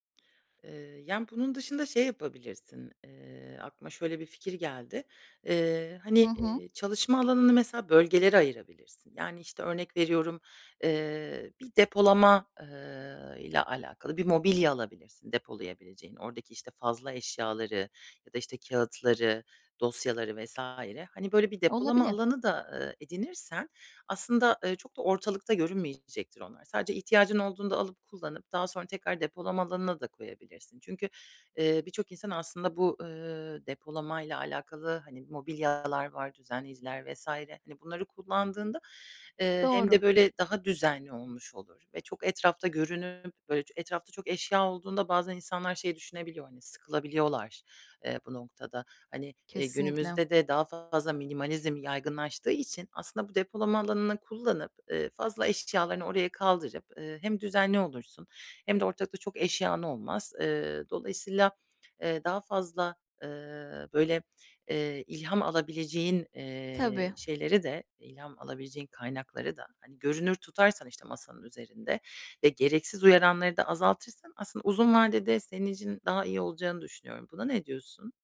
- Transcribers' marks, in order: other background noise
- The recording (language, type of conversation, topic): Turkish, advice, Yaratıcı çalışma alanımı her gün nasıl düzenli, verimli ve ilham verici tutabilirim?